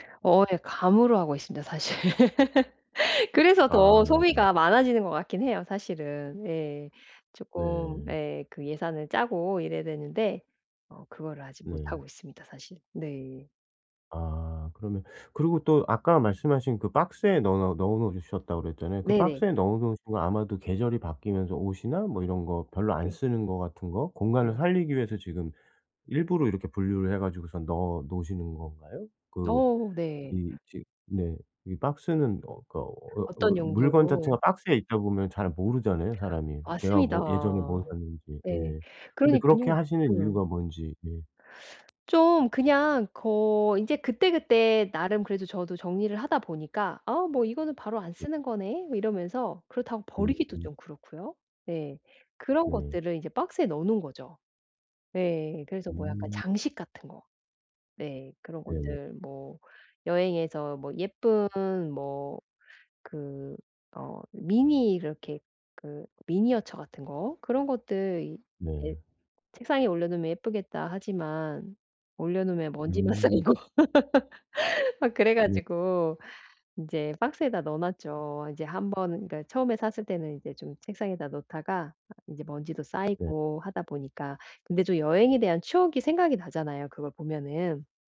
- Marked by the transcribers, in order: laugh; other background noise; teeth sucking; tapping; unintelligible speech; laughing while speaking: "쌓이고"; laugh; unintelligible speech
- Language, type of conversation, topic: Korean, advice, 물건을 줄이고 경험에 더 집중하려면 어떻게 하면 좋을까요?